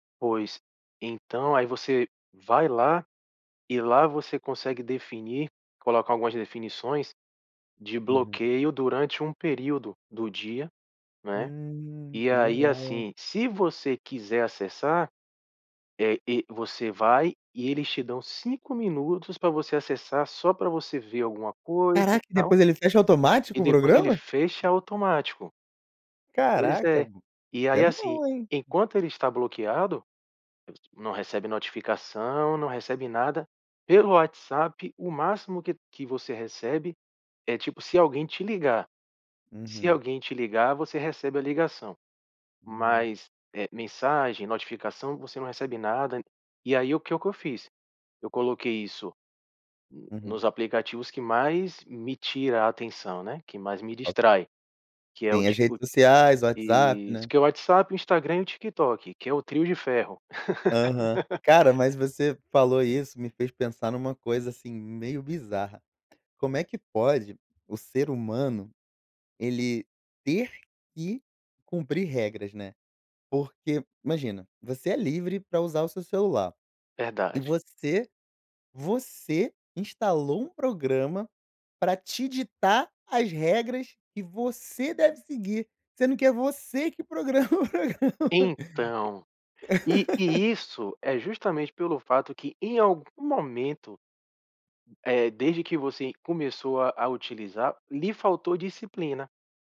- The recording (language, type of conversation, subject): Portuguese, podcast, Como você evita distrações no celular enquanto trabalha?
- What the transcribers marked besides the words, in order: tapping; other noise; laugh; stressed: "você"; laughing while speaking: "programa o programa"; laugh